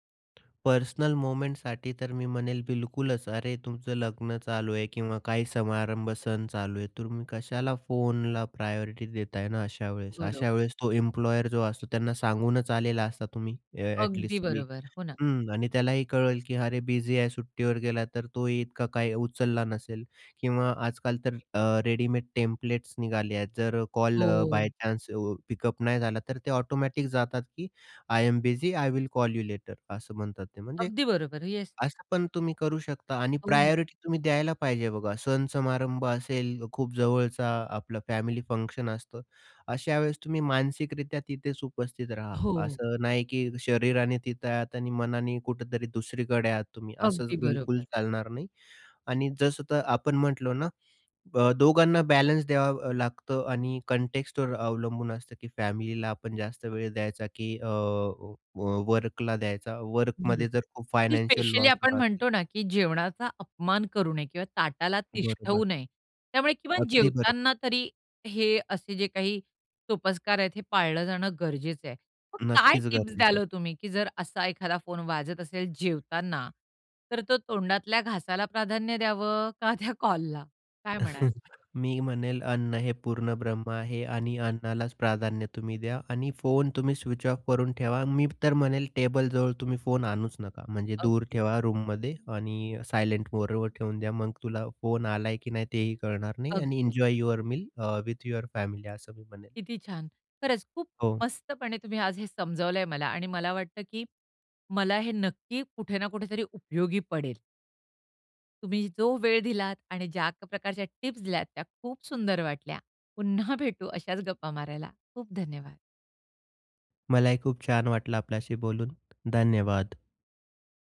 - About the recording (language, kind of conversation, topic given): Marathi, podcast, फोन बाजूला ठेवून जेवताना तुम्हाला कसं वाटतं?
- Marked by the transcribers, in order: in English: "पर्सनल मोमेंटसाठी"; in English: "प्रायोरिटी"; in English: "एम्प्लॉयर"; in English: "ॲटलीस्ट"; in English: "बिझी"; in English: "टेम्प्लेट्स"; in English: "बाय चान्स पिकअप"; in English: "ऑटोमॅटिक"; in English: "आय एम बिझी. आय विल कॉल यू लेटर"; in English: "प्रायोरिटी"; in English: "फॅमिली फंक्शन"; in English: "बॅलन्स"; in English: "कॉन्टेक्स्टवर"; in English: "फॅमिलीला"; in English: "वर्कला"; in English: "वर्कमध्ये"; in English: "फायनान्शियल लॉस"; in English: "स्पेशली"; laughing while speaking: "का त्या"; chuckle; in English: "स्विच ऑफ"; in English: "सायलेंट मोडवर"; in English: "एन्जॉय युअर मील अ विथ युअर फॅमिली"